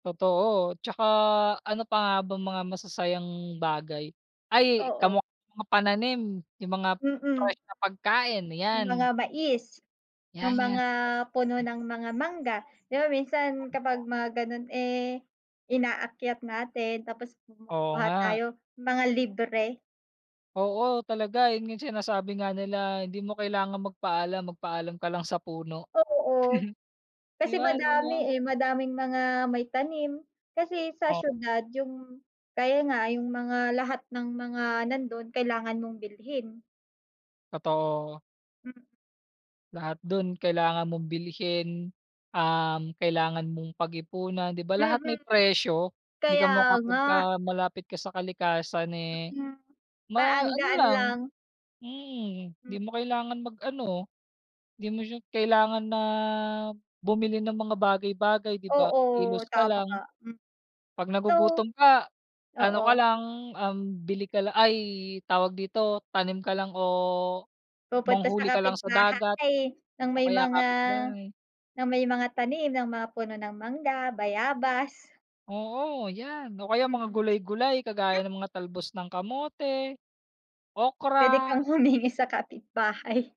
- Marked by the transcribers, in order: unintelligible speech; unintelligible speech; laughing while speaking: "Pwede kang humingi sa kapitbahay"
- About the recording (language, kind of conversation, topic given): Filipino, unstructured, Bakit sa tingin mo mas masaya ang buhay kapag malapit ka sa kalikasan?